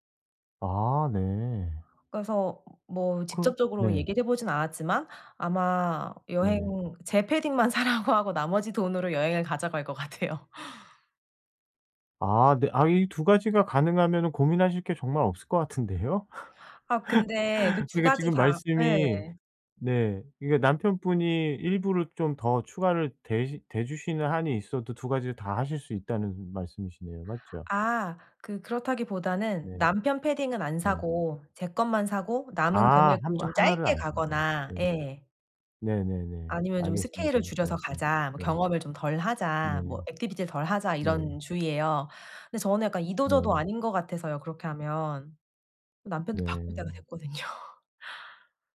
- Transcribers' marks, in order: laughing while speaking: "사라고"; laughing while speaking: "같아요"; laughing while speaking: "같은데요"; laugh; other background noise; laughing while speaking: "됐거든요"
- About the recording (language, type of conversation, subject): Korean, advice, 물건 대신 경험에 돈을 쓰는 것이 저에게 더 좋을까요?